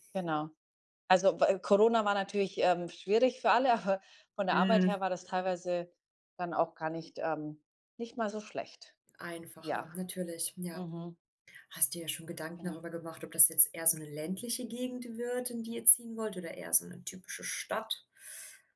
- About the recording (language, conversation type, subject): German, advice, Wie hast du dich für einen Umzug entschieden, um dein Lebensgleichgewicht zu verbessern?
- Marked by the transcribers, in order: none